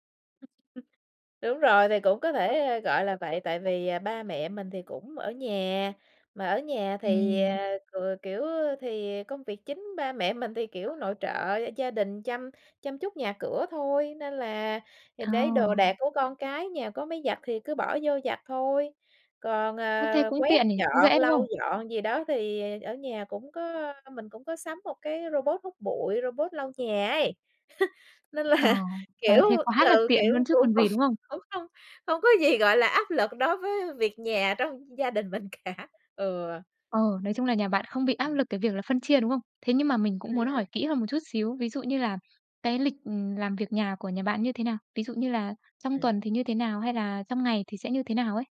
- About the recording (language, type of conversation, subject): Vietnamese, podcast, Bạn phân công việc nhà với gia đình thế nào?
- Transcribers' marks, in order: unintelligible speech; tapping; background speech; laugh; laughing while speaking: "là"; laughing while speaking: "không"; laughing while speaking: "cả"; other background noise